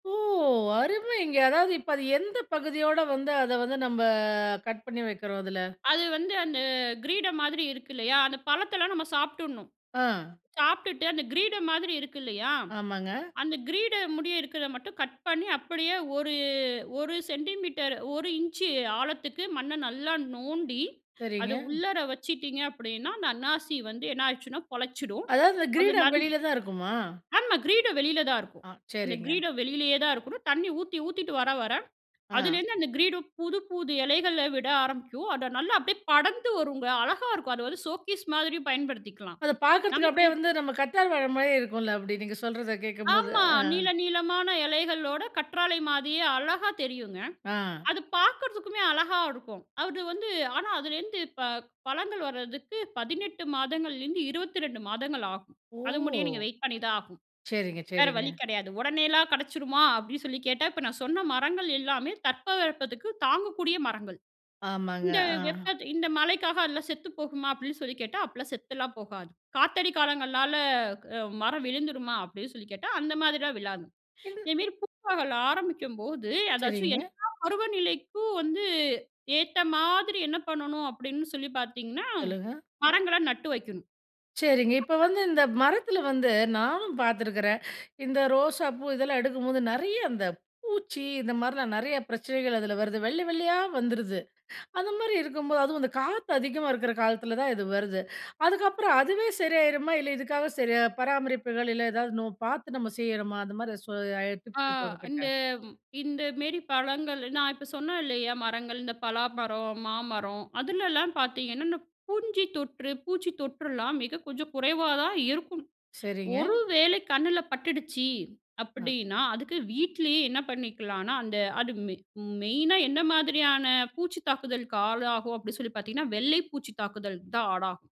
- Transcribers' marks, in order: drawn out: "நம்ப"; in English: "கட்"; in English: "சென்டிமீட்டர்"; in English: "இஞ்ச்"; in English: "சோக்கீஸ்"; in English: "வெயிட்"; other background noise; unintelligible speech
- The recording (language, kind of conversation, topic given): Tamil, podcast, மரநடுவதற்காக ஒரு சிறிய பூங்காவை அமைக்கும் போது எந்தெந்த விஷயங்களை கவனிக்க வேண்டும்?